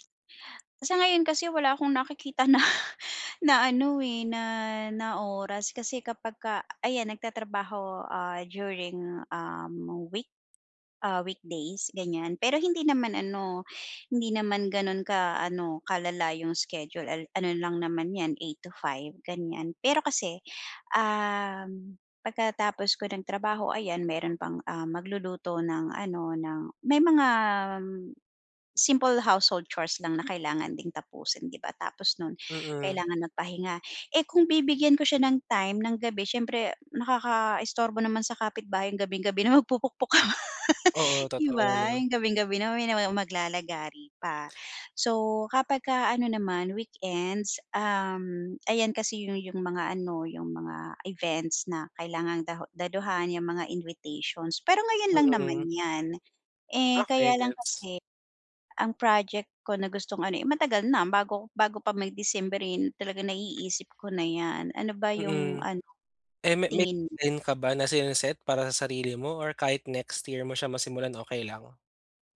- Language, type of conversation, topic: Filipino, advice, Paano ako makakahanap ng oras para sa proyektong kinahihiligan ko?
- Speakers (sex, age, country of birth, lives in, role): female, 40-44, Philippines, Philippines, user; male, 25-29, Philippines, Philippines, advisor
- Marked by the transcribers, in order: laugh; other background noise